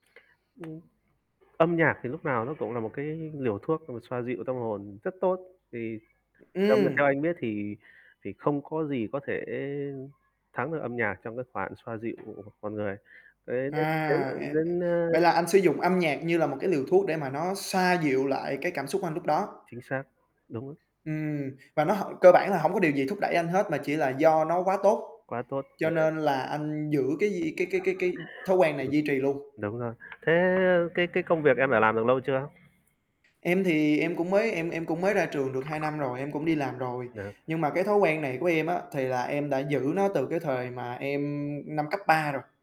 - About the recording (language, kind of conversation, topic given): Vietnamese, unstructured, Thói quen nào giúp bạn cảm thấy vui vẻ hơn?
- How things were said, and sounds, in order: tapping; other background noise; static; unintelligible speech; unintelligible speech; unintelligible speech